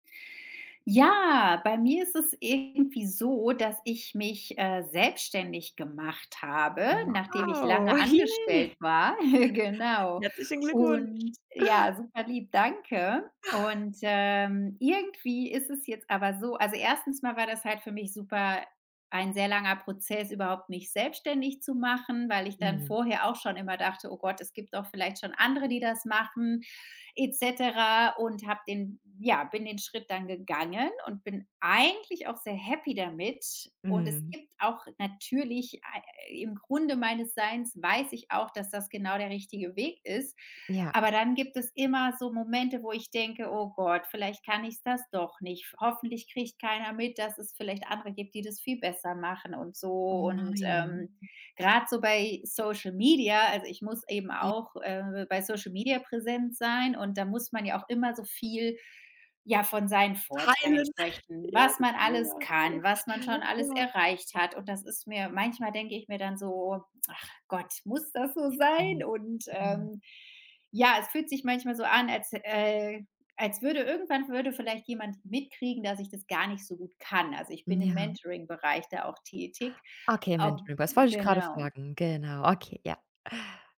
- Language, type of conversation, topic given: German, advice, Wie kann ich mit dem Gefühl umgehen, als Gründer*in nicht gut genug zu sein (Hochstaplergefühle)?
- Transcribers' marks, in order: anticipating: "Wow! Hi"; chuckle; other background noise; stressed: "eigentlich"; tsk